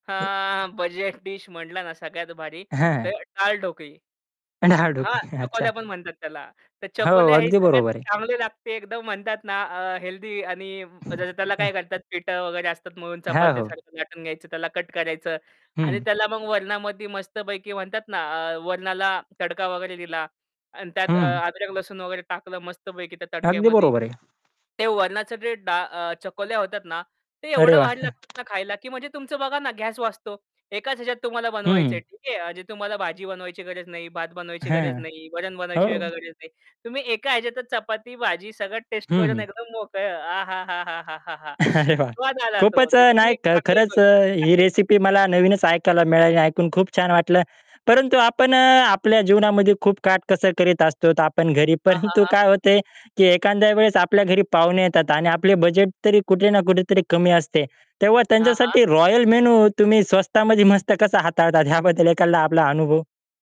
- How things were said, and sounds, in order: tapping; laughing while speaking: "डाळ ढोकली"; distorted speech; other noise; other background noise; chuckle; laughing while speaking: "अरे, वाह!"; unintelligible speech; laughing while speaking: "घरी"
- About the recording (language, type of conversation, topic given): Marathi, podcast, खर्च कमी ठेवून पौष्टिक आणि चविष्ट जेवण कसे बनवायचे?